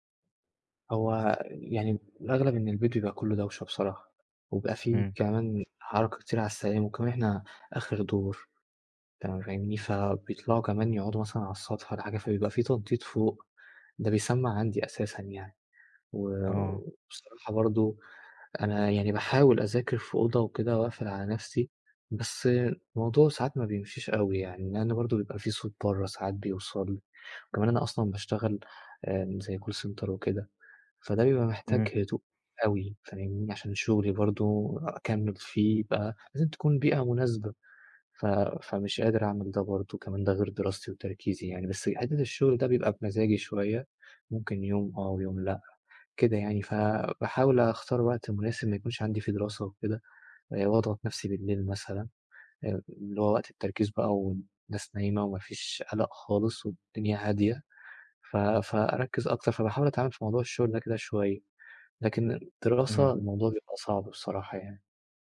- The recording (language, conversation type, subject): Arabic, advice, إزاي دوشة البيت والمقاطعات بتعطّلك عن التركيز وتخليك مش قادر تدخل في حالة تركيز تام؟
- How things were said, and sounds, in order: in English: "call center"